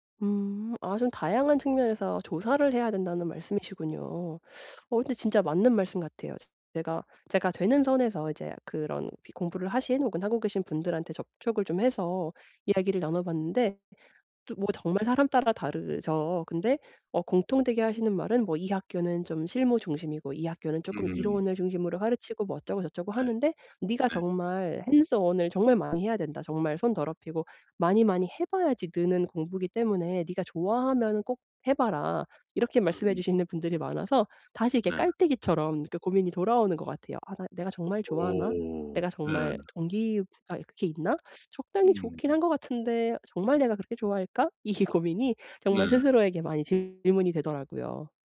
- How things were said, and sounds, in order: other background noise; in English: "hands on을"; laughing while speaking: "이 고민이"
- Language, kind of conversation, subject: Korean, advice, 내 목표를 이루는 데 어떤 장애물이 생길 수 있나요?